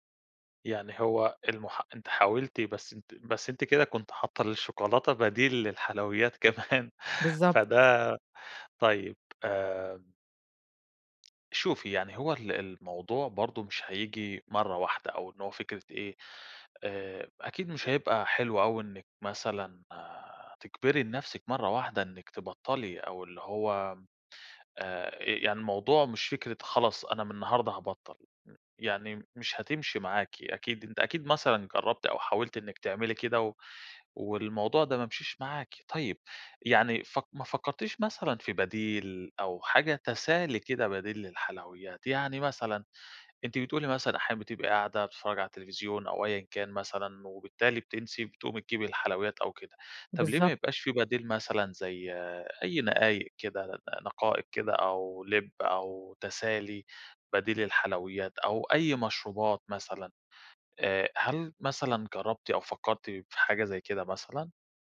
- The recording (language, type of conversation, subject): Arabic, advice, ليه بتحسّي برغبة قوية في الحلويات بالليل وبيكون صعب عليكي تقاوميها؟
- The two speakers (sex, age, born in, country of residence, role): female, 30-34, Egypt, Egypt, user; male, 30-34, Egypt, Greece, advisor
- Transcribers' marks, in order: tapping; laughing while speaking: "كمان"; other background noise